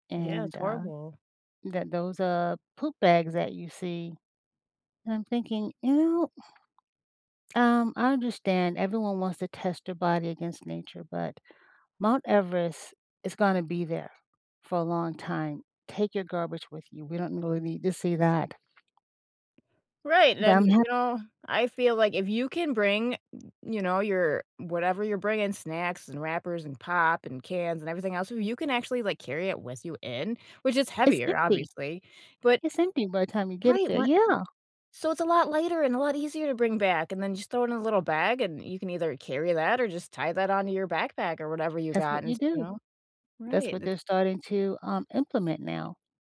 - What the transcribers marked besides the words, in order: other background noise
- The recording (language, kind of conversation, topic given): English, unstructured, What do you think about travelers who litter or damage natural areas?